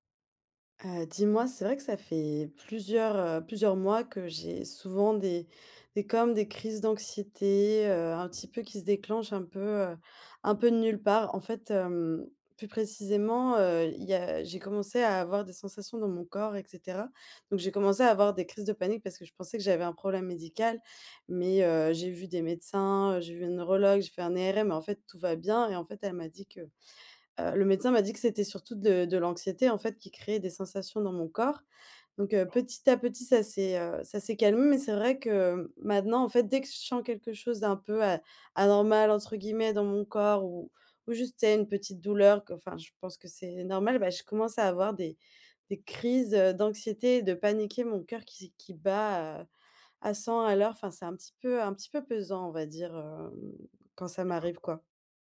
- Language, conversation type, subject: French, advice, Comment décrire des crises de panique ou une forte anxiété sans déclencheur clair ?
- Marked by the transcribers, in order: tapping; unintelligible speech